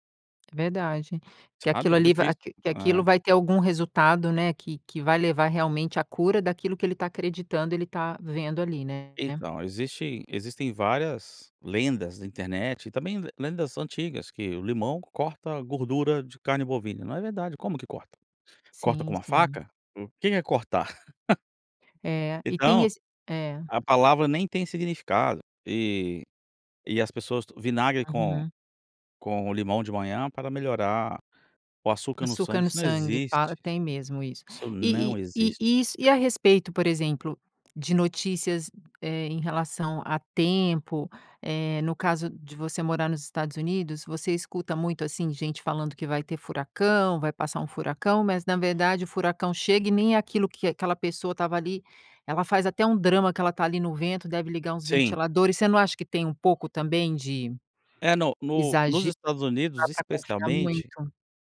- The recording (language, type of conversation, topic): Portuguese, podcast, O que faz um conteúdo ser confiável hoje?
- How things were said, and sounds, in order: laugh